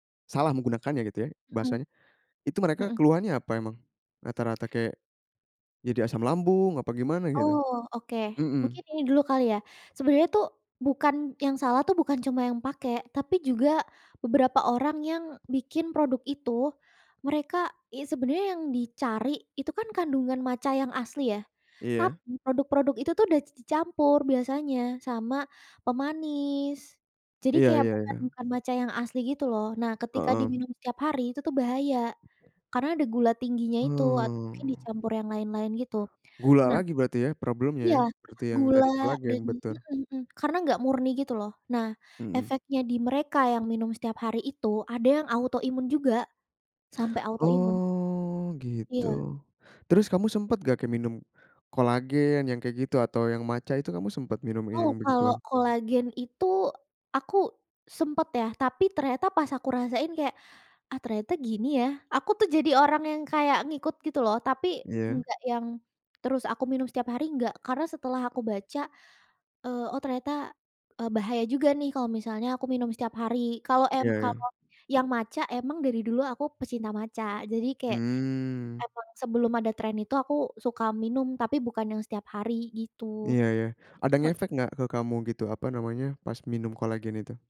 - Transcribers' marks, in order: inhale; other background noise
- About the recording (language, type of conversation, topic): Indonesian, podcast, Bagaimana peran media dalam membentuk standar kecantikan menurutmu?